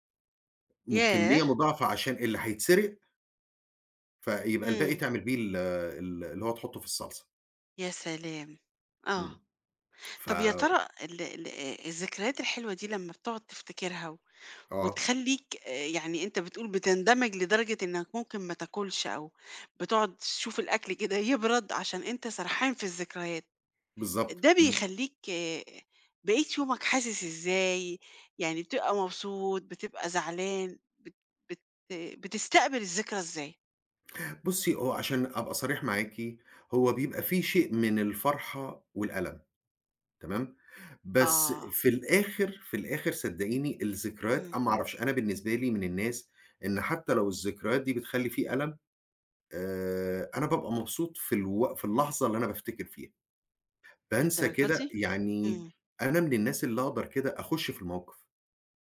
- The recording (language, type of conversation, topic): Arabic, podcast, إيه الأكلة التقليدية اللي بتفكّرك بذكرياتك؟
- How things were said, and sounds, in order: none